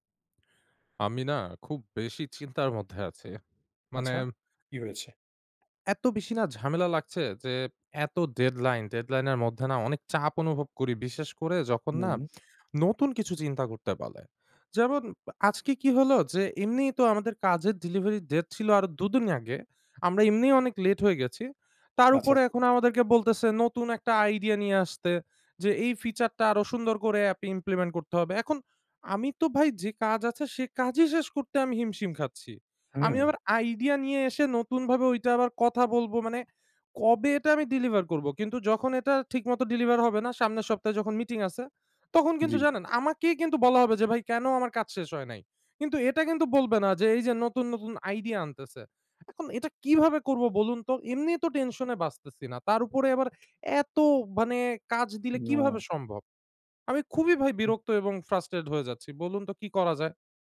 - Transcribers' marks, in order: sad: "আমি না খুব বেশি চিন্তার মধ্যে আছি"; in English: "feature"; in English: "implement"; angry: "এখন আমি তো ভাই যে … আমি ডেলিভার করবো?"; angry: "তখন কিন্তু জানেন আমাকেই কিন্তু … frustrate হয়ে যাচ্ছি"; in English: "frustrate"
- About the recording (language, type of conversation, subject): Bengali, advice, ডেডলাইন চাপের মধ্যে নতুন চিন্তা বের করা এত কঠিন কেন?